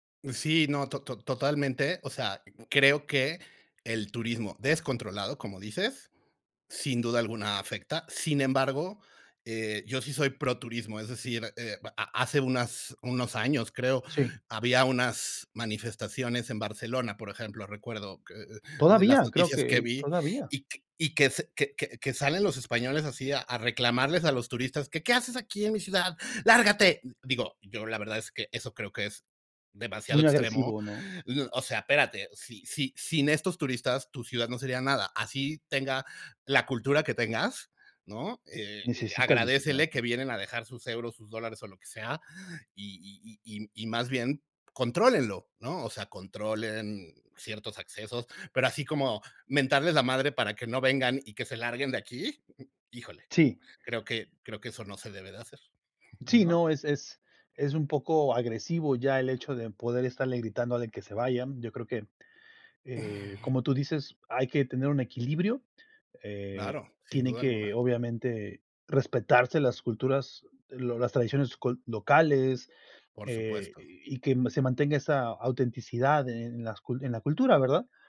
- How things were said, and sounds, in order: disgusted: "¿Qué haces aquí en mi ciudad? ¡Lárgate!"; chuckle; chuckle
- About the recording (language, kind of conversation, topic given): Spanish, unstructured, ¿Piensas que el turismo masivo destruye la esencia de los lugares?